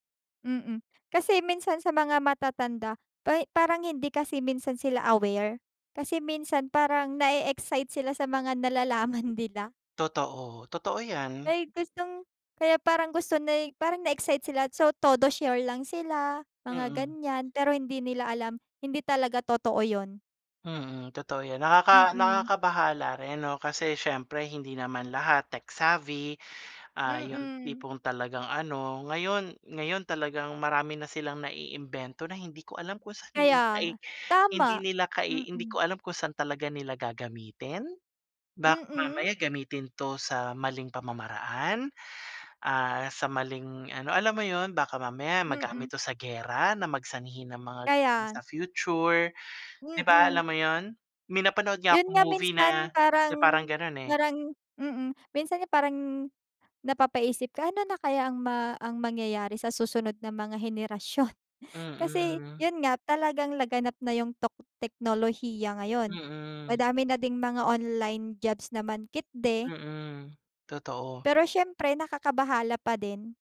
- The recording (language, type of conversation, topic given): Filipino, unstructured, Paano nakakaapekto ang teknolohiya sa iyong trabaho o pag-aaral?
- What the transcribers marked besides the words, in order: laughing while speaking: "nalalaman nila"; tapping; in English: "tech savvy"; other background noise; laughing while speaking: "henerasyon"